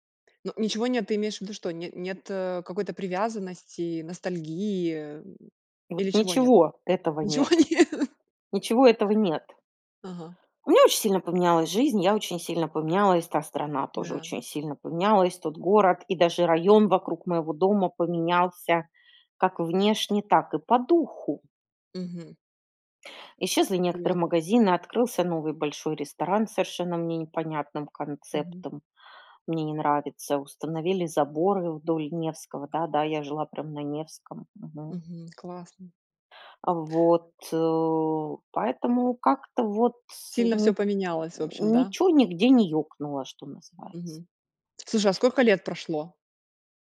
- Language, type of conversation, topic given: Russian, podcast, Расскажи о месте, где ты чувствовал(а) себя чужим(ой), но тебя приняли как своего(ю)?
- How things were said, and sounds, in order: laughing while speaking: "Ничего нет?"; tapping; unintelligible speech; other background noise